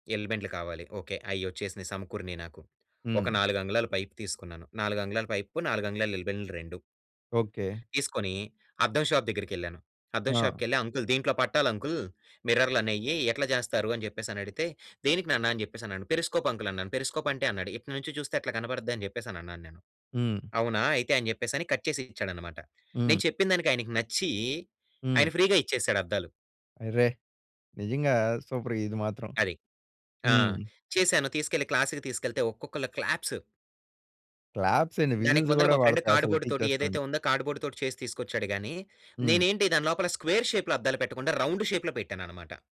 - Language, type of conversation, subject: Telugu, podcast, కొత్త ఆలోచనలు రావడానికి మీరు ఏ పద్ధతులను అనుసరిస్తారు?
- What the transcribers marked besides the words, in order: in English: "పైప్"; in English: "పైప్‌కు"; in English: "షాప్"; in English: "షాప్‌కెళ్లి"; in English: "కట్"; other background noise; in English: "ఫ్రీగా"; in English: "క్లాస్‌కి"; in English: "క్లాప్స్"; in English: "క్లాప్సేంటి, విజిల్స్"; in English: "ఫ్రెండ్ కార్డ్‌బోర్డ్‌తోటి"; in English: "కార్డ్‌బోర్డ్‌తోటి"; in English: "స్క్వేర్ షేప్‌లో"; in English: "రౌండ్ షేప్‌లో"